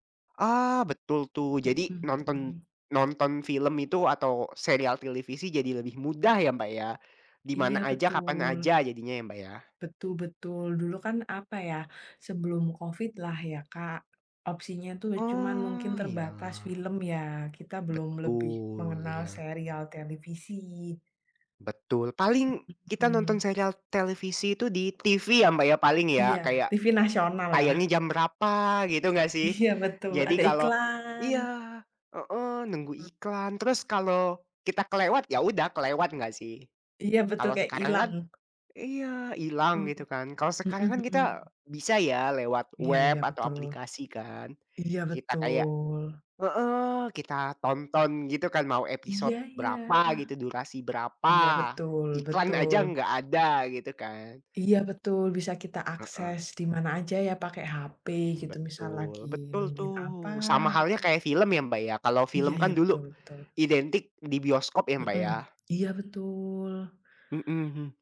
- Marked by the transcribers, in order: "televisi" said as "tilivisi"; tapping; drawn out: "iklan"; other background noise; drawn out: "betul"
- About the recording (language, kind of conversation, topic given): Indonesian, unstructured, Apa yang lebih Anda nikmati: menonton serial televisi atau film?